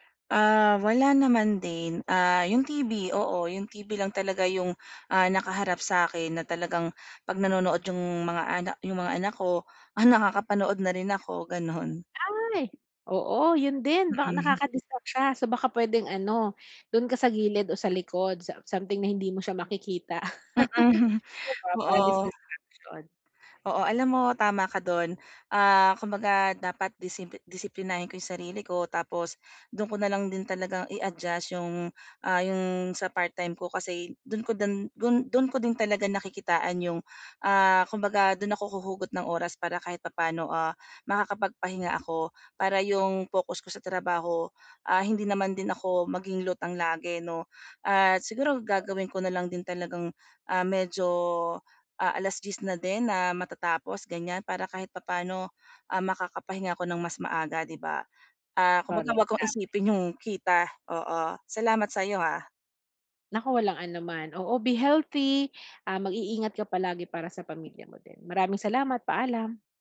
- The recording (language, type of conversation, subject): Filipino, advice, Paano ako makakapagpahinga agad para maibalik ang pokus?
- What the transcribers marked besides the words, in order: tapping; laughing while speaking: "Mm"; chuckle